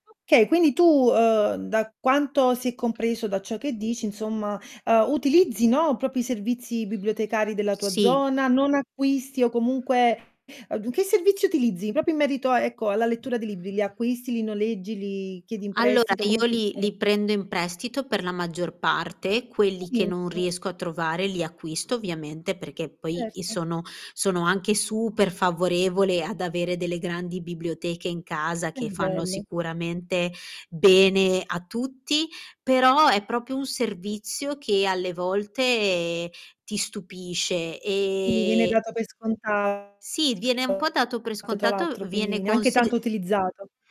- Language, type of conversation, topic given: Italian, podcast, Come ti sei avvicinato alla lettura e perché ti piace così tanto?
- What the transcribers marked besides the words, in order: distorted speech; other background noise; tapping; drawn out: "ehm"